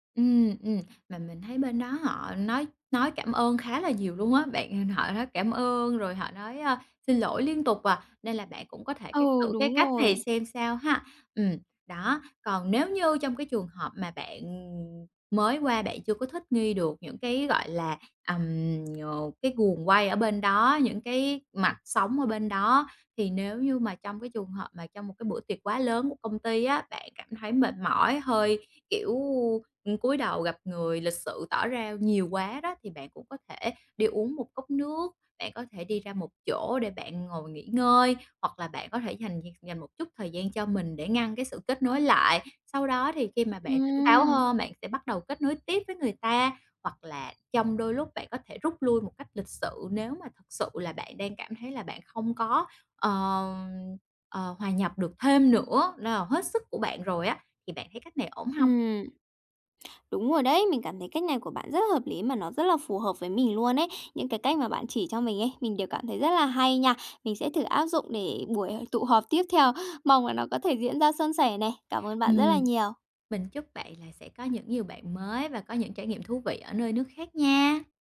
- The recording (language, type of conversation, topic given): Vietnamese, advice, Làm sao để tôi dễ hòa nhập hơn khi tham gia buổi gặp mặt?
- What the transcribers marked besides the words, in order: tapping; other background noise